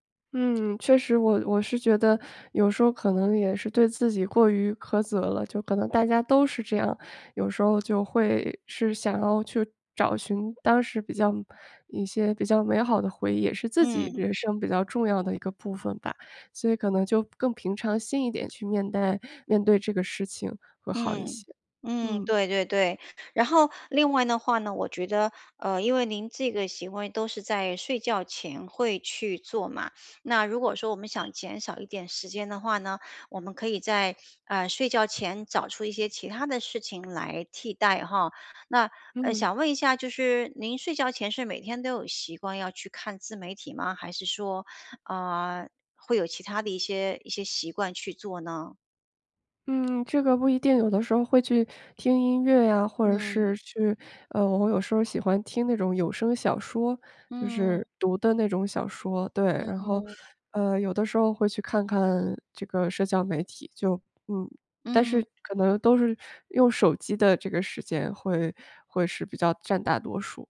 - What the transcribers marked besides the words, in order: sniff; alarm; sniff; lip smack
- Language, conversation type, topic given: Chinese, advice, 我为什么总是忍不住去看前任的社交媒体动态？
- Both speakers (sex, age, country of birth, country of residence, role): female, 30-34, China, United States, user; female, 50-54, China, United States, advisor